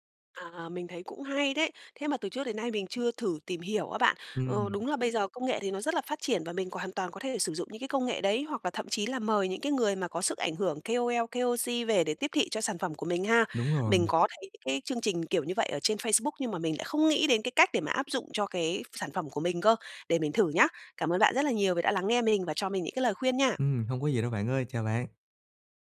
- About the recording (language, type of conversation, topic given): Vietnamese, advice, Làm sao để tiếp thị hiệu quả và thu hút những khách hàng đầu tiên cho startup của tôi?
- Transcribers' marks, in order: in English: "K-O-L, K-O-C"